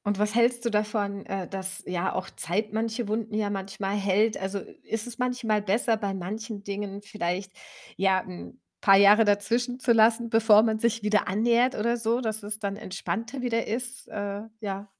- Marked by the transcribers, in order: "heilt" said as "hellt"; other background noise
- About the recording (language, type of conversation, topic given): German, podcast, Wie würdest du dich entschuldigen, wenn du im Unrecht warst?